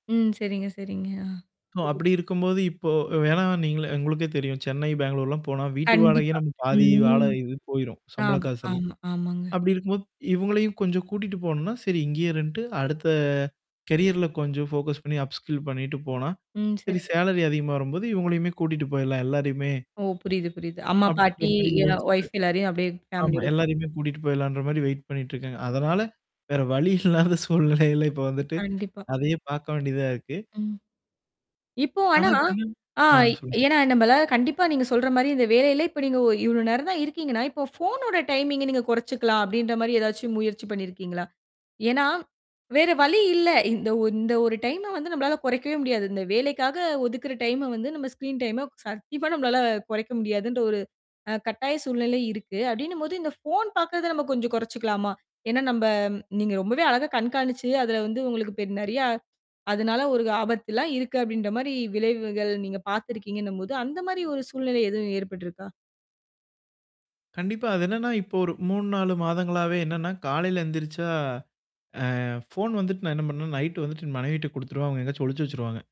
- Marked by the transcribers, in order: static; in English: "ஸோ"; unintelligible speech; horn; mechanical hum; drawn out: "ம்"; other noise; in English: "கெரியர்ல"; in English: "ஃபோக்கஸ்"; in English: "அப்ஸ்கில்"; in English: "சேலரி"; other background noise; distorted speech; in English: "ஒய்ஃப்"; in English: "ஃபேமிலியோட"; in English: "வெயிட்"; laughing while speaking: "வேற வழி இல்லாத சூழ்நிலையில இப்ப வந்துட்டு"; in English: "ஃபோனோட டைமிங்க"; in English: "ஸ்க்ரீன் டைம"; laughing while speaking: "சத்தியமா நம்பளால"; "எங்கயாச்சும்" said as "எங்கோச்சும்"
- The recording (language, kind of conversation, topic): Tamil, podcast, ஸ்க்ரீன் நேரத்தை எப்படி கண்காணிக்கிறீர்கள்?